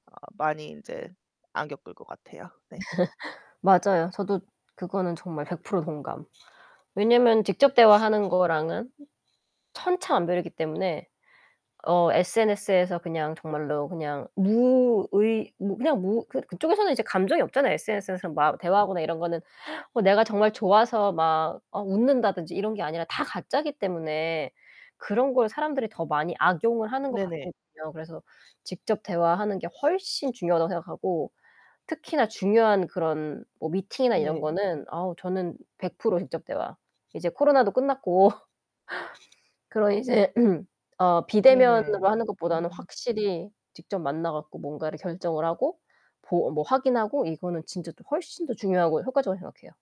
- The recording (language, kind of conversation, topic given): Korean, unstructured, SNS로 소통하는 것과 직접 대화하는 것 중 어떤 방식이 더 좋으신가요?
- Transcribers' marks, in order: laugh; other background noise; distorted speech; laughing while speaking: "끝났고"; throat clearing